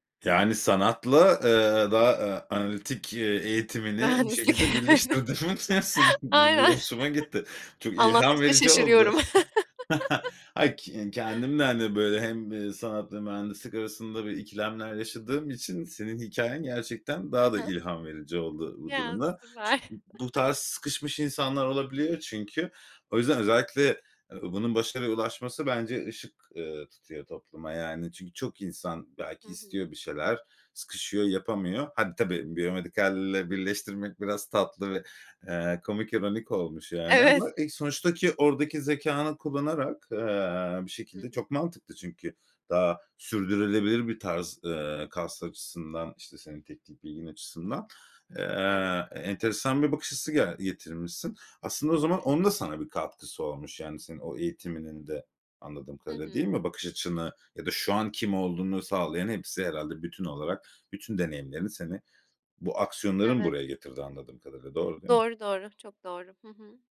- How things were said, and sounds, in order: laughing while speaking: "Mühendislik. Evet. Aynen"; laughing while speaking: "birleştirdin bu bu hoşuma gitti"; unintelligible speech; chuckle; other background noise; chuckle; chuckle; unintelligible speech; chuckle
- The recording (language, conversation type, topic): Turkish, podcast, En doğru olanı beklemek seni durdurur mu?